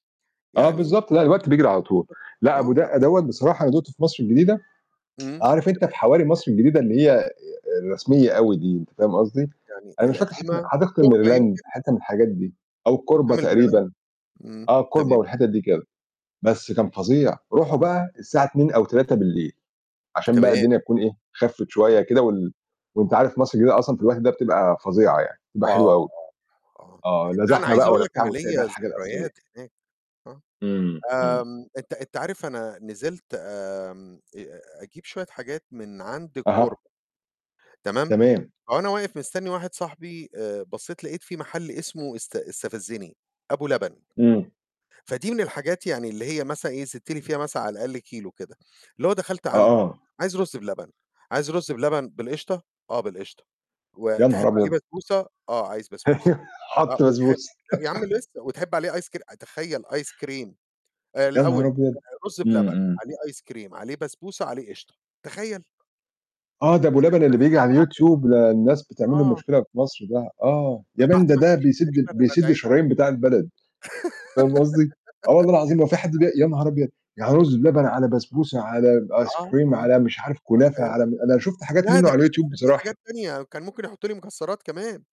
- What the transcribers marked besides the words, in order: static; unintelligible speech; unintelligible speech; chuckle; chuckle; in English: "ice cre"; in English: "ice cream!"; unintelligible speech; in English: "ice cream"; unintelligible speech; distorted speech; in English: "man"; giggle; unintelligible speech; unintelligible speech; in English: "Ice cream"
- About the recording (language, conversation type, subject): Arabic, unstructured, إيه الأكلة اللي بتخليك تحس بالسعادة فورًا؟